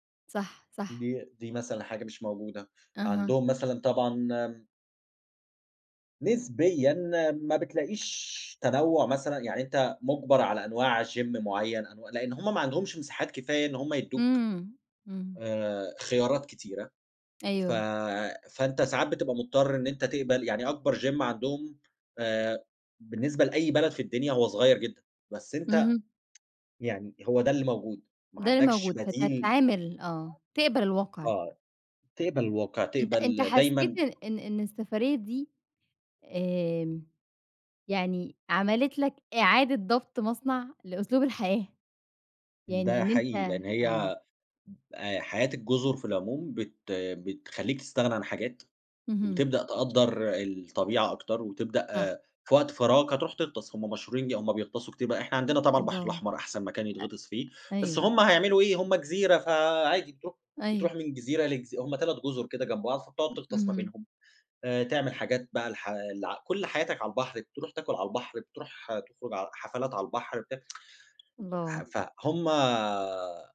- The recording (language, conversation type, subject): Arabic, podcast, إيه هي تجربة السفر اللي عمرك ما هتنساها؟
- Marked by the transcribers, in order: in English: "gym"; tapping; in English: "gym"; tsk; other background noise; tsk